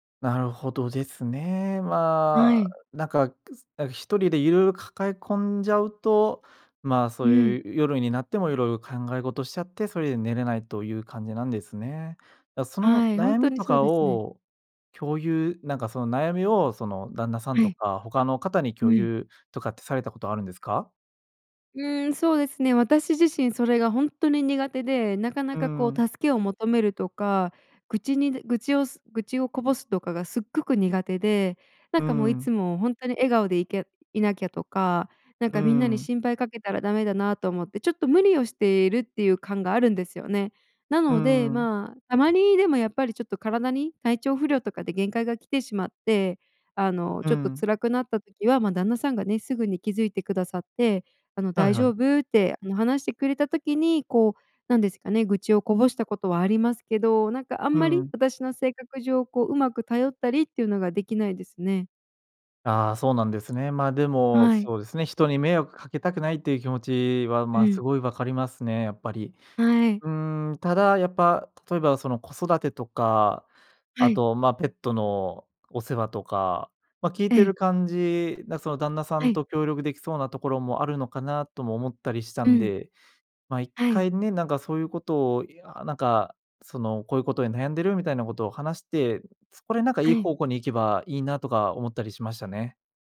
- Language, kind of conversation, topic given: Japanese, advice, 布団に入ってから寝つけずに長時間ゴロゴロしてしまうのはなぜですか？
- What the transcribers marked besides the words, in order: none